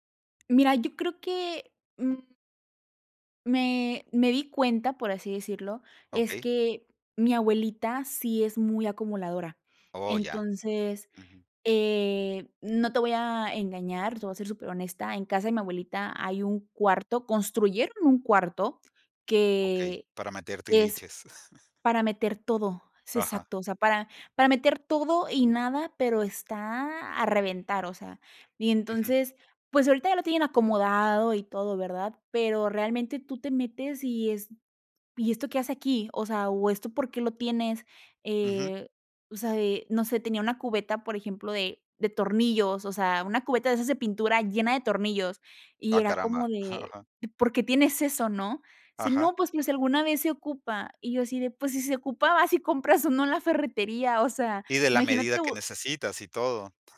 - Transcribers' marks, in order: chuckle
- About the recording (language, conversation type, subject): Spanish, podcast, ¿Cómo haces para no acumular objetos innecesarios?